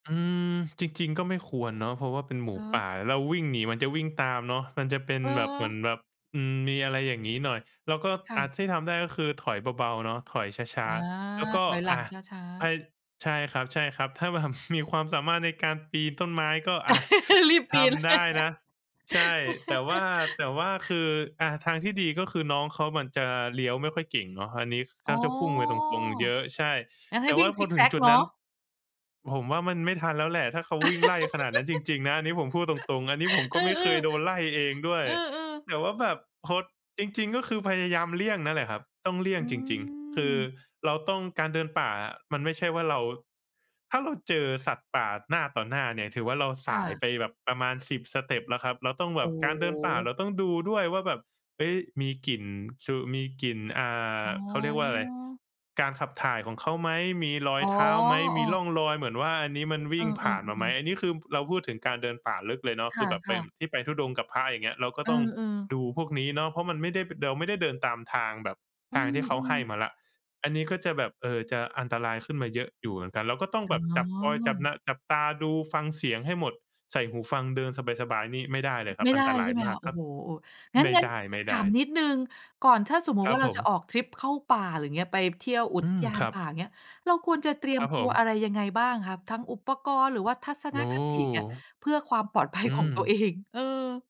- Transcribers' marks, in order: chuckle; laugh; laughing while speaking: "เลย"; laugh; tapping; laugh; other background noise
- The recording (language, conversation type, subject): Thai, podcast, เวลาพบสัตว์ป่า คุณควรทำตัวยังไงให้ปลอดภัย?